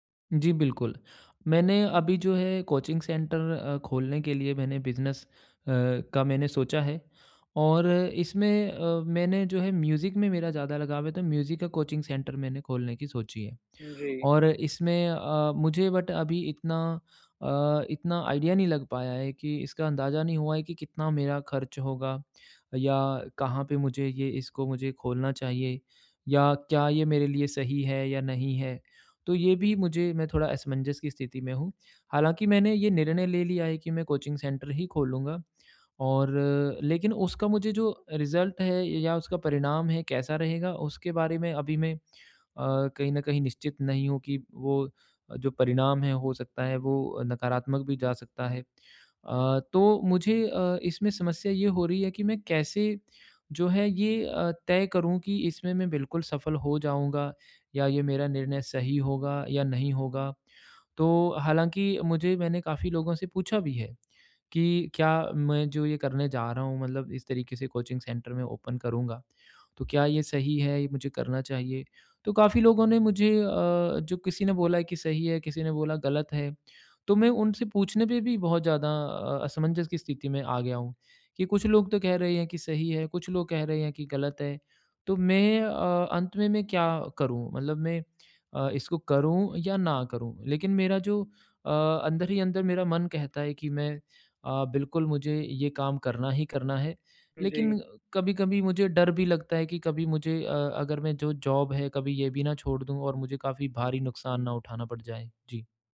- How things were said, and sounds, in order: in English: "कोचिंग सेंटर"; in English: "म्यूज़िक"; in English: "म्यूज़िक"; in English: "कोचिंग सेंटर"; in English: "बट"; in English: "आइडिया"; in English: "कोचिंग सेंटर"; in English: "रिज़ल्ट"; in English: "कोचिंग सेंटर"; in English: "ओपन"; in English: "जॉब"
- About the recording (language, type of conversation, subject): Hindi, advice, अप्रत्याशित बाधाओं के लिए मैं बैकअप योजना कैसे तैयार रख सकता/सकती हूँ?
- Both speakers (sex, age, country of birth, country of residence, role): male, 20-24, India, India, advisor; male, 35-39, India, India, user